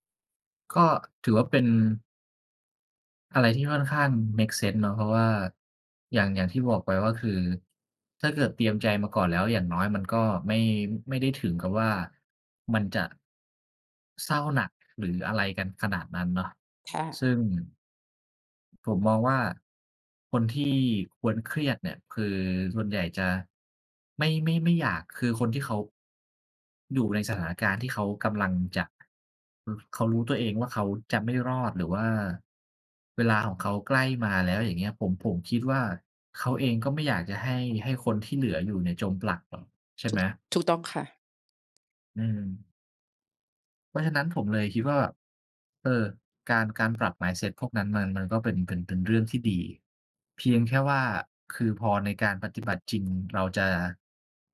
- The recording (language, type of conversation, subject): Thai, unstructured, เราควรเตรียมตัวอย่างไรเมื่อคนที่เรารักจากไป?
- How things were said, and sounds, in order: tapping